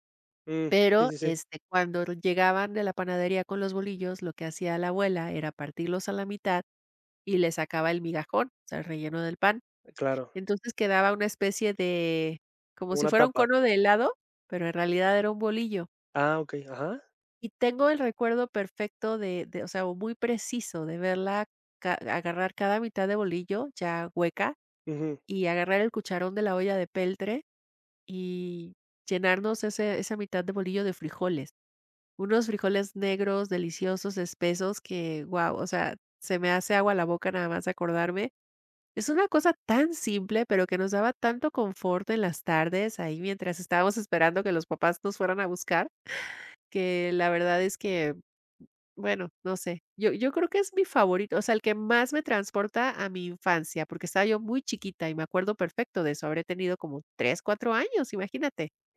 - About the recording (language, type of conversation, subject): Spanish, podcast, ¿Cuál es tu recuerdo culinario favorito de la infancia?
- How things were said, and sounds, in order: other background noise